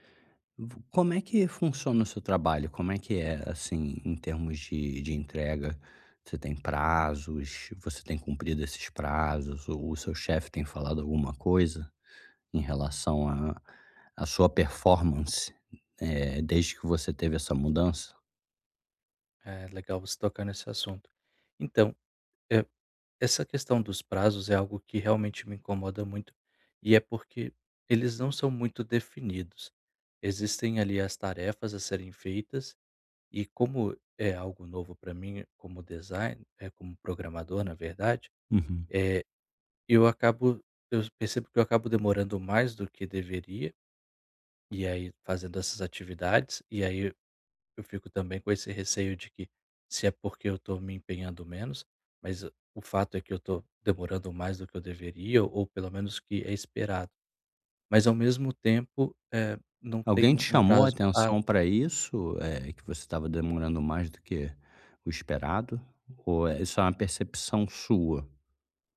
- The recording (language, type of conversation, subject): Portuguese, advice, Como posso equilibrar melhor minhas responsabilidades e meu tempo livre?
- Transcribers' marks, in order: tapping